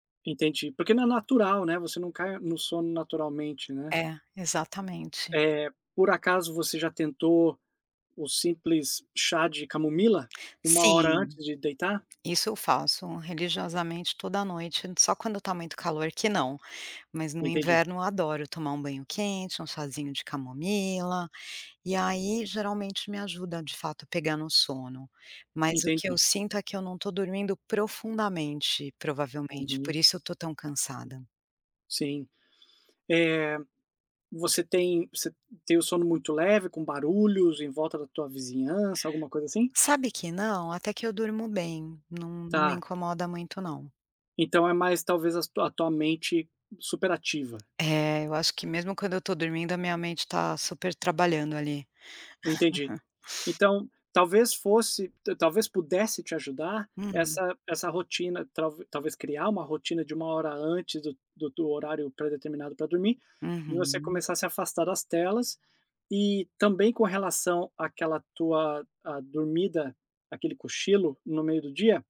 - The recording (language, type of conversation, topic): Portuguese, advice, Por que acordo cansado mesmo após uma noite completa de sono?
- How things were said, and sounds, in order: tapping; chuckle